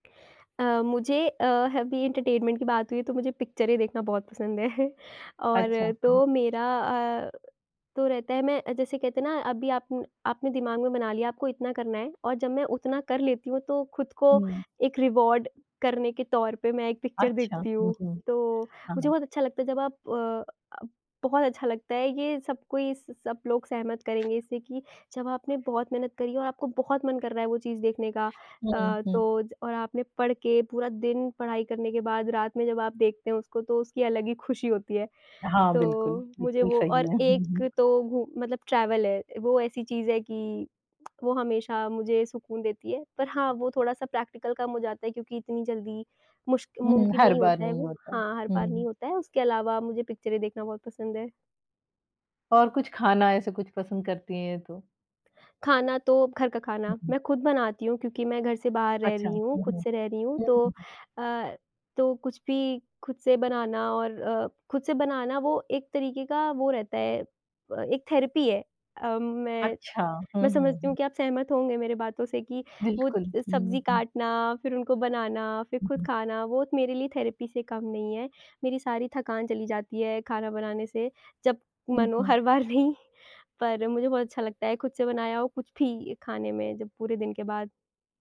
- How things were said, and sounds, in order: in English: "एंटरटेनमेंट"; chuckle; in English: "रिवार्ड"; in English: "पिक्चर"; tapping; other background noise; in English: "ट्रैवल"; chuckle; lip smack; in English: "प्रैक्टिकल"; in English: "थेरेपी"; in English: "थेरेपी"; laughing while speaking: "हर बार नहीं"
- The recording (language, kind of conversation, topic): Hindi, podcast, शुरुआत में जब प्रेरणा कम हो, तो आप अपना ध्यान कैसे बनाए रखते हैं?